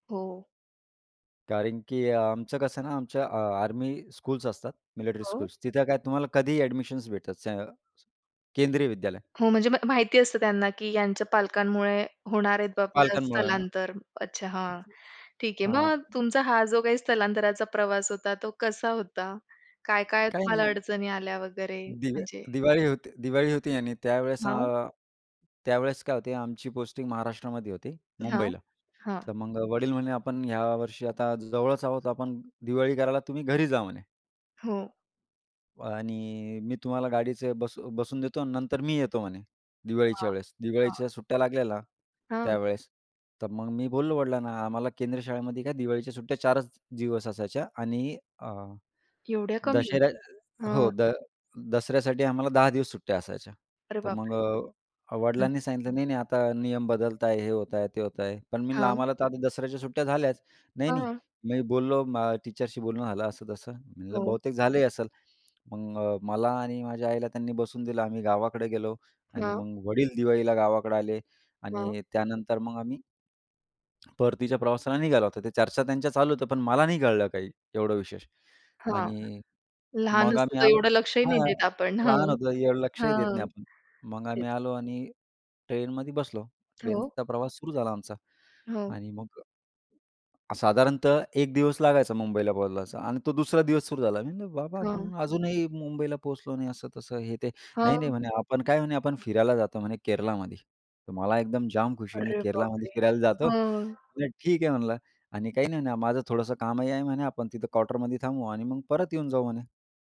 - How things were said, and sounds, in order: in English: "स्कूल्स"; tapping; in English: "स्कूल्स"; other background noise; background speech; other noise; in English: "टीचरशी"; "पोहोचायला" said as "पोचलाचा"
- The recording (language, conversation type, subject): Marathi, podcast, बाबा-आजोबांच्या स्थलांतराच्या गोष्टी सांगशील का?